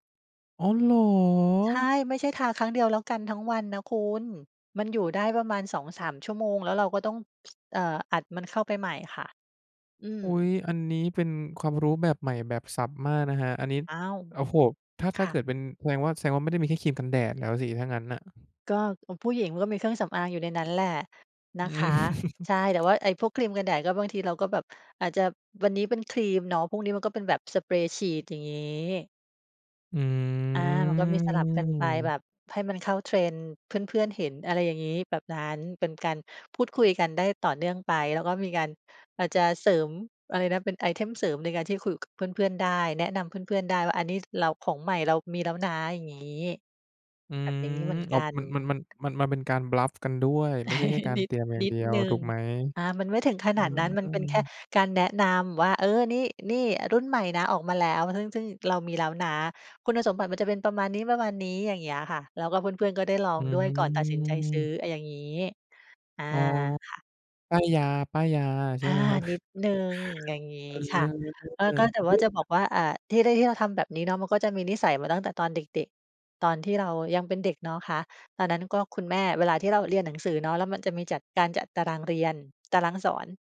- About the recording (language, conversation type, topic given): Thai, podcast, คุณมีวิธีเตรียมของสำหรับวันพรุ่งนี้ก่อนนอนยังไงบ้าง?
- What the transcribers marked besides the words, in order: surprised: "อ๋อ เหรอ !"; other background noise; laughing while speaking: "อืม"; drawn out: "อืม"; tapping; in English: "บลัฟ"; chuckle; chuckle